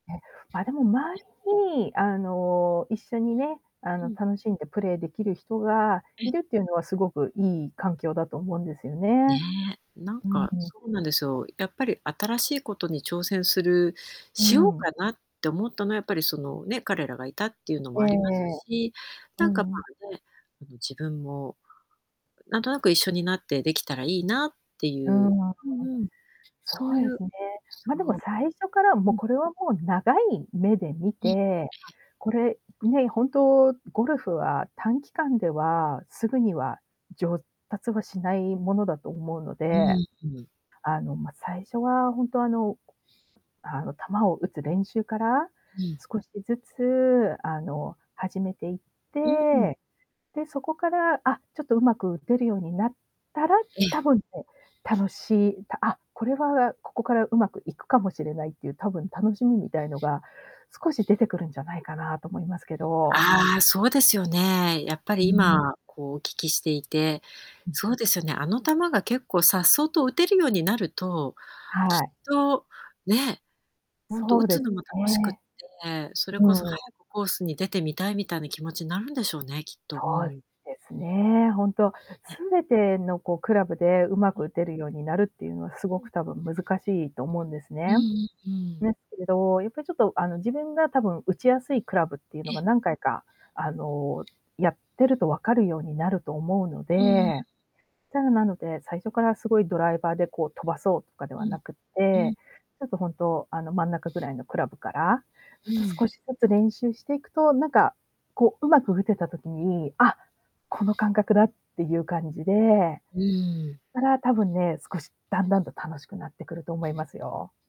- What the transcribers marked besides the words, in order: static; other background noise; distorted speech
- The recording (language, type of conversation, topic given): Japanese, advice, どうすれば失敗を恐れずに新しいことに挑戦できますか？